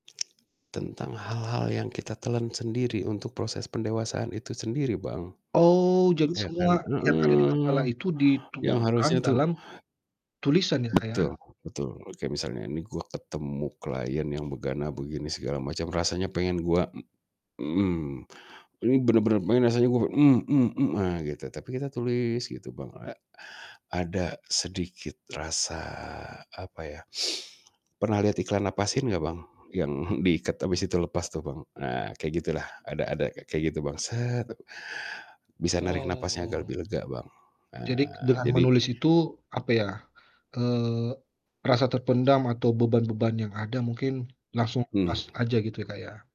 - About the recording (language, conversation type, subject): Indonesian, podcast, Bagaimana kamu menemukan gairah dan tujuan hidupmu?
- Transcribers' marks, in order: other background noise; other noise; chuckle; distorted speech